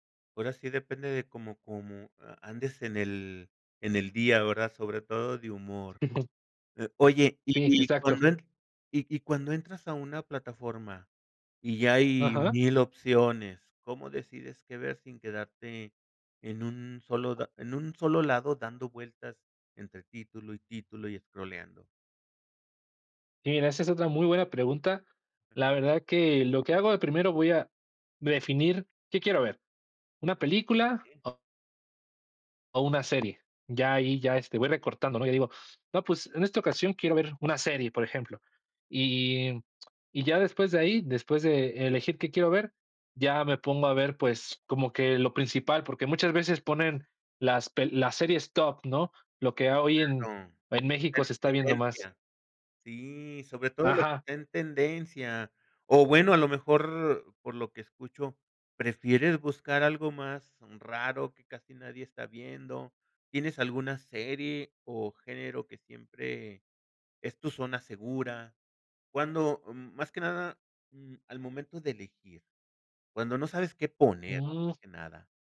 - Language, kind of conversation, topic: Spanish, podcast, ¿Cómo eliges qué ver en plataformas de streaming?
- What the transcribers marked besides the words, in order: tapping; other noise; unintelligible speech